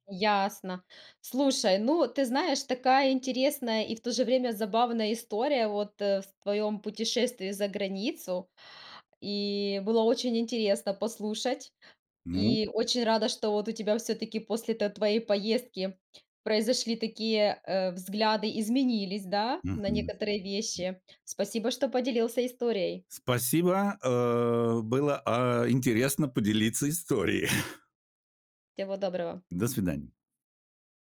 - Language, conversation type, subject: Russian, podcast, Какая еда за границей удивила тебя больше всего и почему?
- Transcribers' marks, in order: other background noise; chuckle